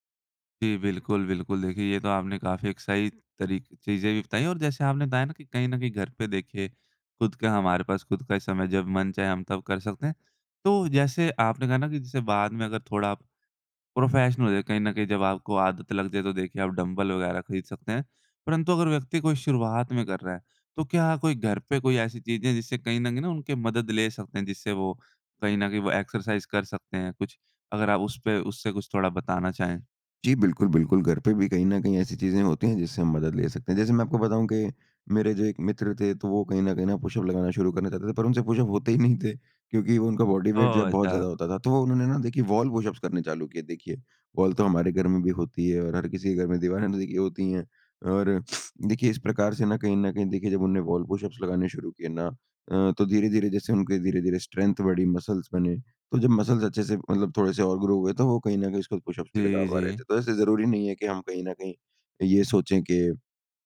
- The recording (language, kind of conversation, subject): Hindi, podcast, घर पर बिना जिम जाए फिट कैसे रहा जा सकता है?
- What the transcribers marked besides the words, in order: in English: "प्रोफ़ेशनल"; in English: "डम्बल"; in English: "एक्सरसाइज़"; laughing while speaking: "होते ही नहीं थे"; in English: "बॉडी वेट"; in English: "वॉल"; in English: "वॉल"; in English: "वॉल"; in English: "स्ट्रेंथ"; in English: "मसल्स"; in English: "मसल्स"; in English: "ग्रो"